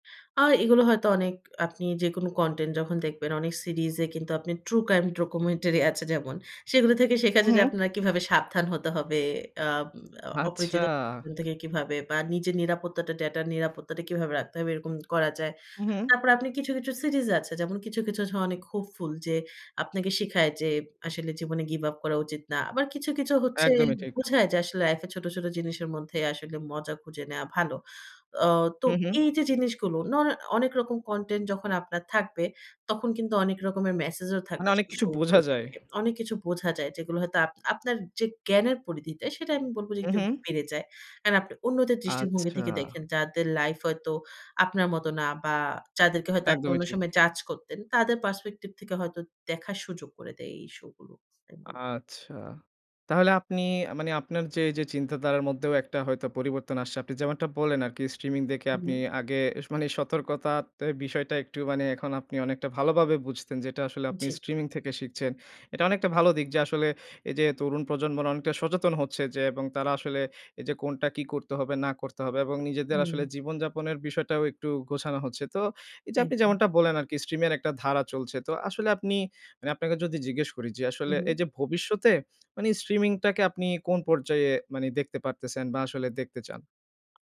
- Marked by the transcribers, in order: laughing while speaking: "আচ্ছা"; unintelligible speech; lip smack; tapping; lip smack; lip smack; lip smack; lip smack; lip smack; lip smack
- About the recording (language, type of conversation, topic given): Bengali, podcast, স্ট্রিমিং কি তোমার দেখার অভ্যাস বদলে দিয়েছে?
- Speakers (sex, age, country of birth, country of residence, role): female, 25-29, Bangladesh, Finland, guest; male, 25-29, Bangladesh, Bangladesh, host